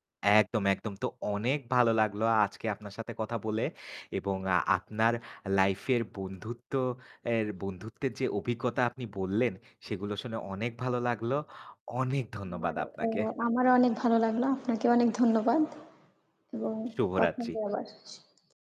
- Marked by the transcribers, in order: static; other background noise
- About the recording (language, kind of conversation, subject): Bengali, unstructured, শৈশবে কোন বন্ধুর সঙ্গে কাটানো সময় আপনাকে সবচেয়ে বেশি আনন্দ দিত?